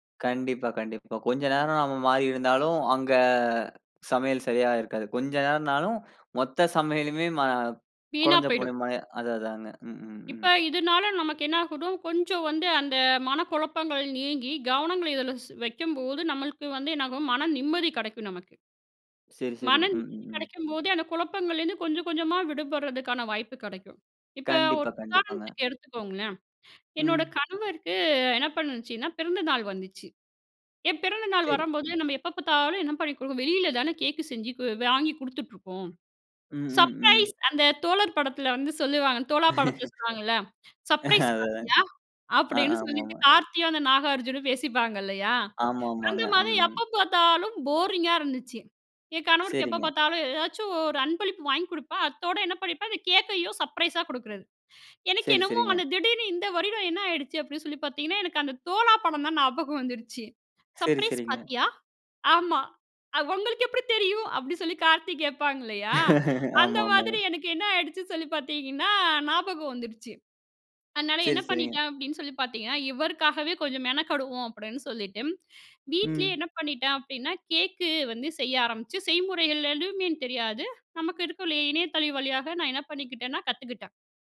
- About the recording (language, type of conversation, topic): Tamil, podcast, சமையல் செய்யும் போது உங்களுக்குத் தனி மகிழ்ச்சி ஏற்படுவதற்குக் காரணம் என்ன?
- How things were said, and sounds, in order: in English: "சர்ப்ரைஸ்"; put-on voice: "சர்ப்ரைஸ்"; laugh; in English: "சர்ப்ரைஸ் பார்ட்டியா?"; in English: "போரிங்கா"; in English: "சர்ப்ரைஸா"; "பார்ட்டியா?" said as "பாத்தீயா?"; laugh; "ஏதுமே" said as "எடுமே"; "இணையத்தளம்" said as "இணையதளை"